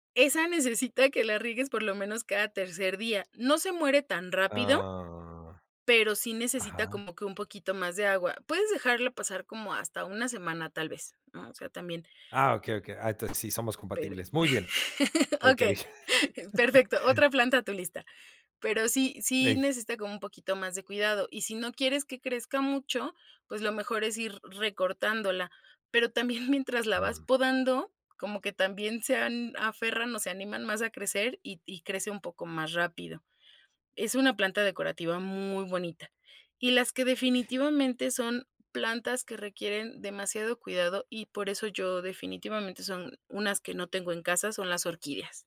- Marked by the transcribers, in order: drawn out: "Ah"; tapping; laugh; chuckle
- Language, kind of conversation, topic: Spanish, podcast, ¿Qué descubriste al empezar a cuidar plantas?